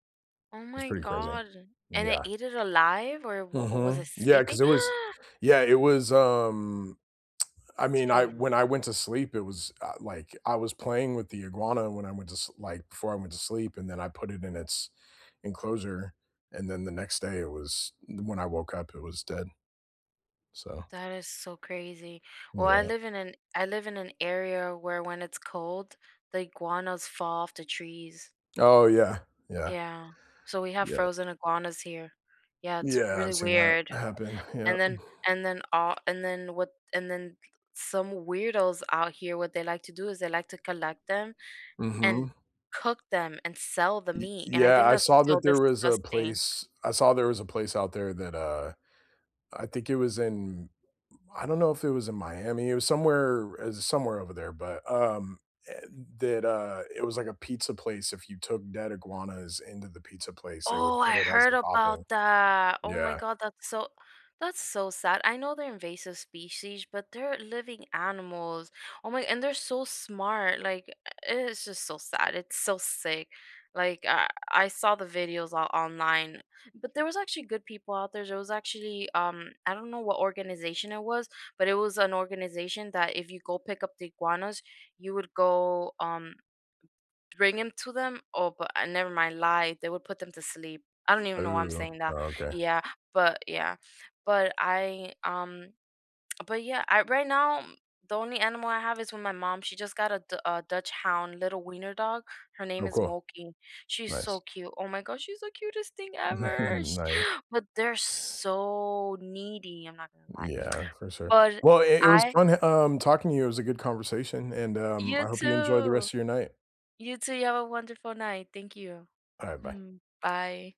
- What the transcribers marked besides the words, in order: gasp; other noise; other background noise; tapping; chuckle; put-on voice: "she's the cutest thing ever"; gasp; drawn out: "so"
- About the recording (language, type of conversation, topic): English, unstructured, Which celebrity or creator would you genuinely want to hang out with, and what would you do together?